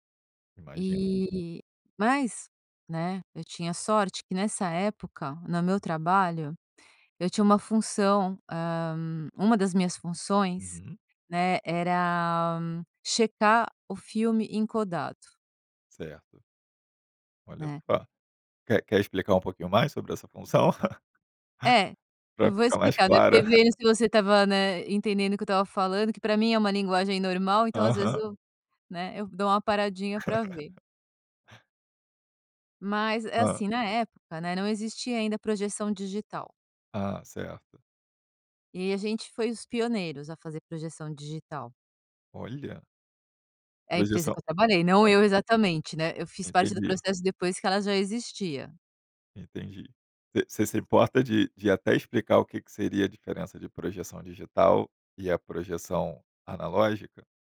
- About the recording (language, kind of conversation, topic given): Portuguese, podcast, Qual estratégia simples você recomenda para relaxar em cinco minutos?
- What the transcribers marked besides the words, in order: other background noise; chuckle; laugh